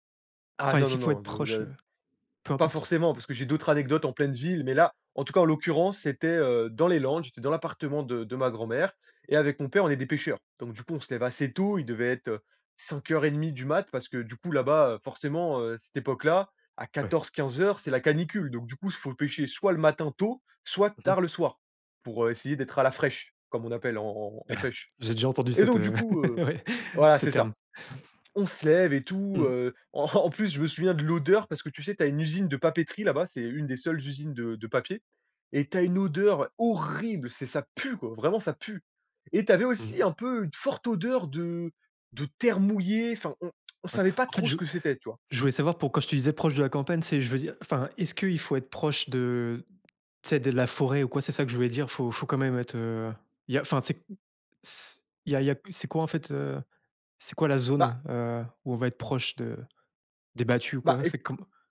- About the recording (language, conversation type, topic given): French, podcast, Peux-tu raconter une rencontre avec un animal sauvage près de chez toi ?
- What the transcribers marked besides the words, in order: chuckle; laugh; laughing while speaking: "ouais"; tongue click